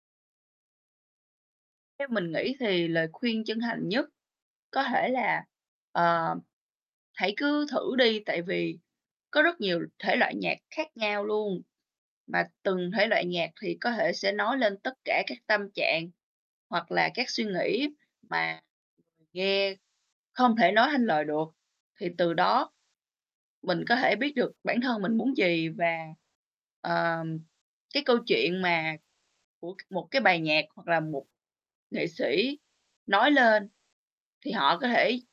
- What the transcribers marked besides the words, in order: distorted speech; tapping
- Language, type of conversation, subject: Vietnamese, podcast, Âm nhạc bạn nghe phản ánh con người bạn như thế nào?